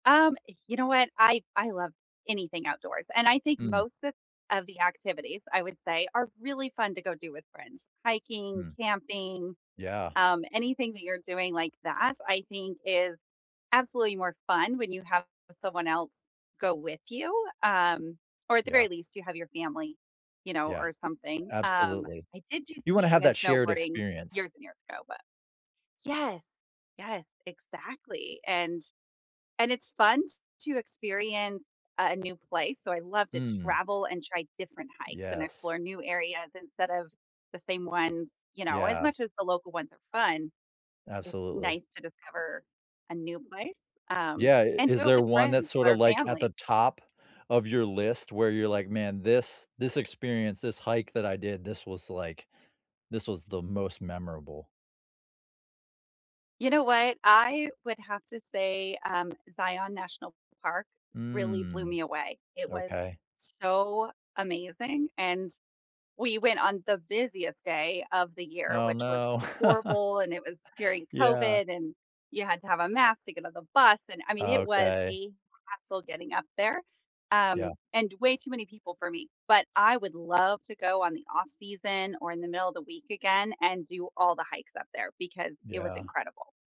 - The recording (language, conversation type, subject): English, unstructured, What is your favorite outdoor activity to do with friends?
- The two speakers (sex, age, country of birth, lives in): female, 40-44, United States, United States; male, 45-49, United States, United States
- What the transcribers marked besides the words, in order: other background noise; drawn out: "Mm"; chuckle